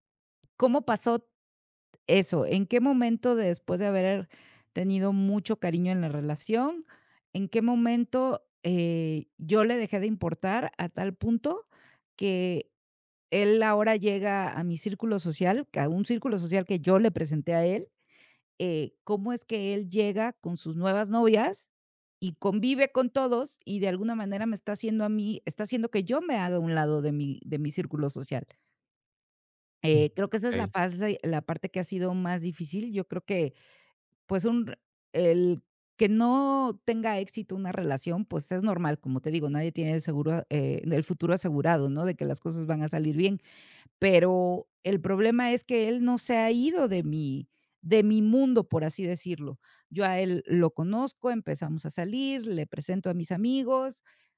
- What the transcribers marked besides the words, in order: other background noise; "haga" said as "hada"; other noise
- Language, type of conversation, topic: Spanish, advice, ¿Cómo puedo recuperar la confianza en mí después de una ruptura sentimental?